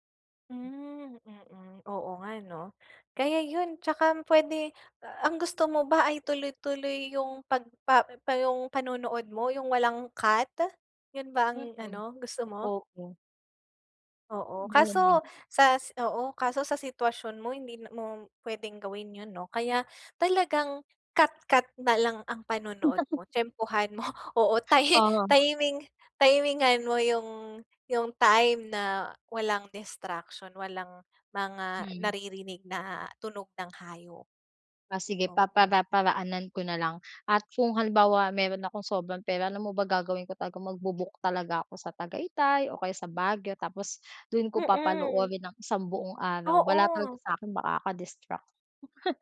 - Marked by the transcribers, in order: laughing while speaking: "mo"; chuckle; chuckle
- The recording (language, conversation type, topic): Filipino, advice, Paano ko maiiwasan ang mga nakakainis na sagabal habang nagpapahinga?